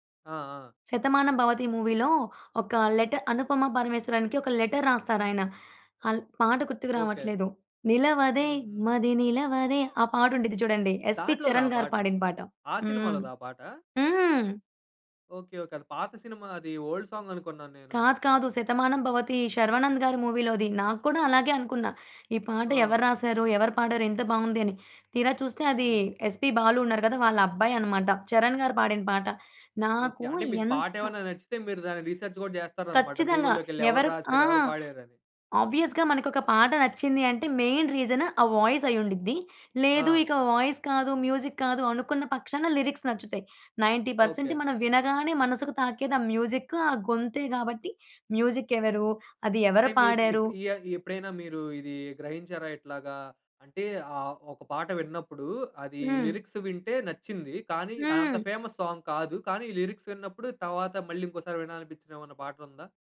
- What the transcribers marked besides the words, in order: in English: "మూవీలో"; in English: "లెటర్"; singing: "నిలవదే మది నిలవదే!"; in English: "ఓల్డ్ సాంగ్"; in English: "మూవీలోది"; in English: "రిసర్చ్"; in English: "గూగుల్‌లోకేళ్లి"; in English: "ఆబ్వియస్‌గా"; in English: "మెయిన్"; in English: "వాయిస్"; in English: "వాయిస్"; in English: "మ్యూజిక్"; in English: "లిరిక్స్"; in English: "నైన్టీ పర్సెంట్"; in English: "మ్యూజిక్"; in English: "మ్యూజిక్"; in English: "లిరిక్స్"; in English: "ఫేమస్ సాంగ్"; in English: "లిరిక్స్"; "తర్వాత" said as "తవాత"
- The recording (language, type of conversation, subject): Telugu, podcast, మీ జీవితానికి నేపథ్య సంగీతంలా మీకు మొదటగా గుర్తుండిపోయిన పాట ఏది?